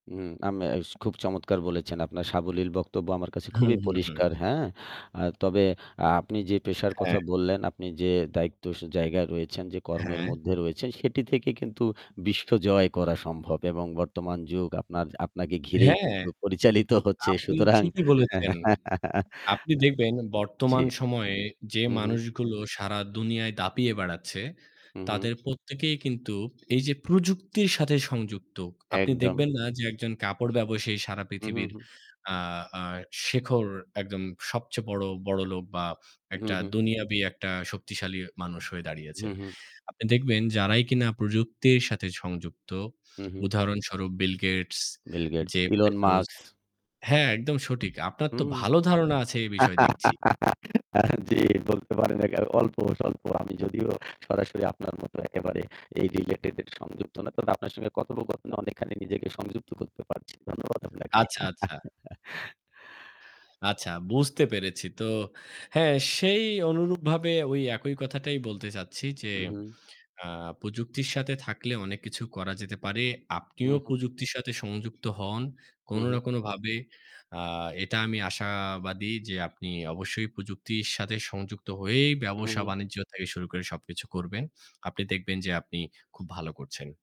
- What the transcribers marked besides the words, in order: static; other background noise; distorted speech; laughing while speaking: "সুতরাং হ্যাঁ"; chuckle; laugh; in English: "related"; tapping; chuckle
- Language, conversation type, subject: Bengali, unstructured, আগামী পাঁচ বছরে আপনি নিজেকে কোথায় দেখতে চান?